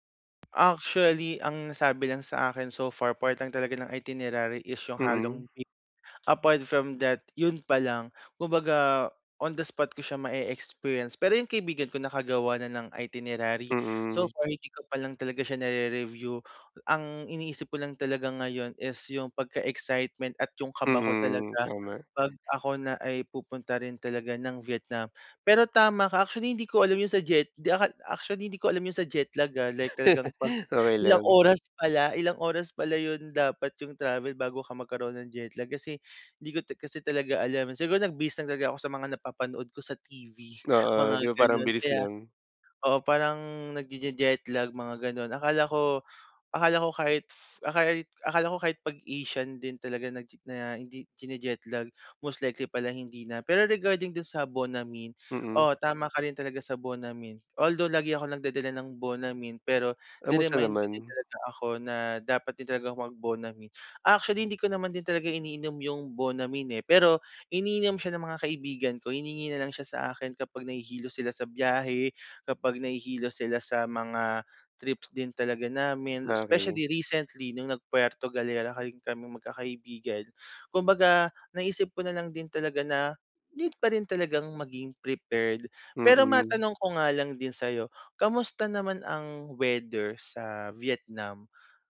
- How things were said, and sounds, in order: chuckle; in English: "jet lag"
- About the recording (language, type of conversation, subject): Filipino, advice, Paano ko malalampasan ang kaba kapag naglilibot ako sa isang bagong lugar?